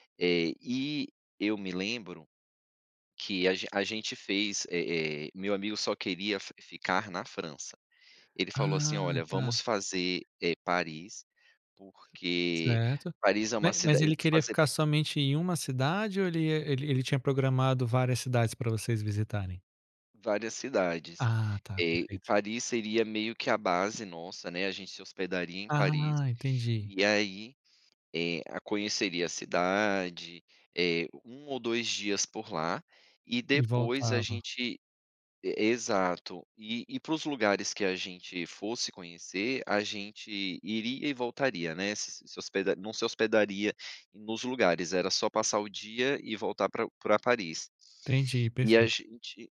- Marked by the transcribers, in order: tapping
- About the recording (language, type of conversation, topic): Portuguese, podcast, O que você faz quando a viagem dá errado?